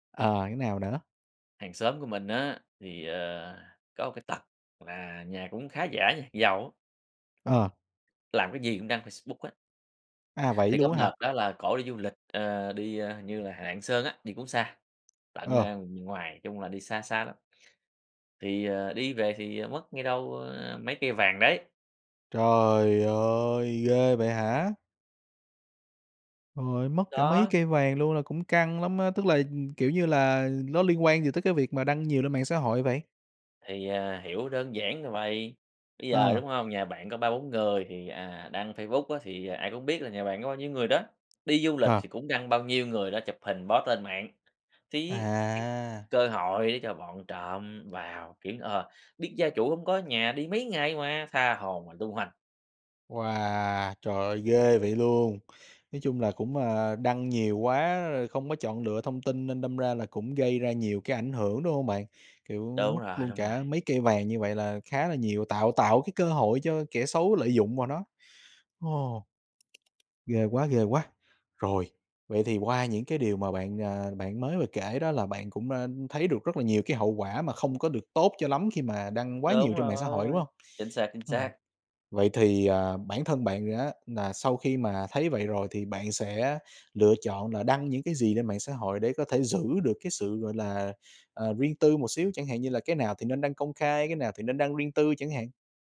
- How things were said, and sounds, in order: tapping; surprised: "Trời ơi, ghê vậy hả?"; in English: "post"; other background noise; tongue click
- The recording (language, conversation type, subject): Vietnamese, podcast, Bạn chọn đăng gì công khai, đăng gì để riêng tư?
- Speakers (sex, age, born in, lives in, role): male, 25-29, Vietnam, Vietnam, host; male, 30-34, Vietnam, Vietnam, guest